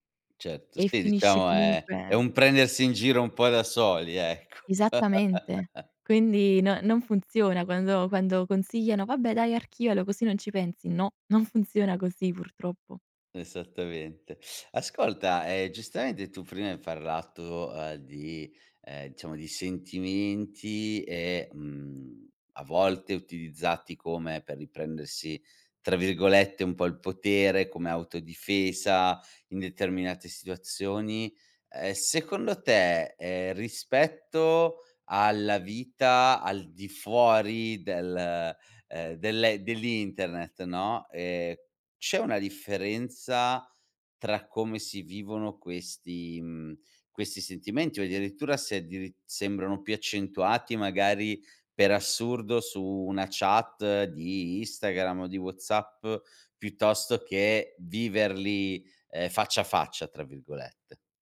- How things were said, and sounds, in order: laughing while speaking: "ecco"; laugh
- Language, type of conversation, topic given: Italian, podcast, Cosa ti spinge a bloccare o silenziare qualcuno online?